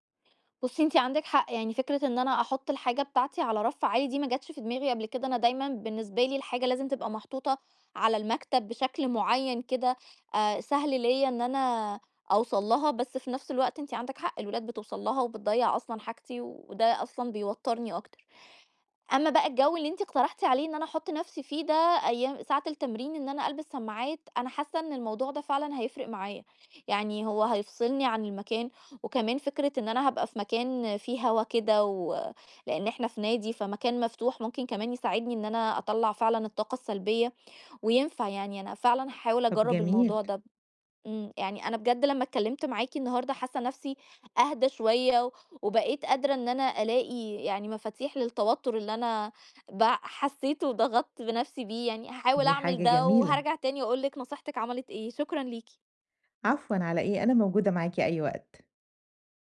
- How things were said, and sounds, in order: none
- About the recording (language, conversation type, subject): Arabic, advice, إزاي ألاقي وقت للهوايات والترفيه وسط الشغل والدراسة والالتزامات التانية؟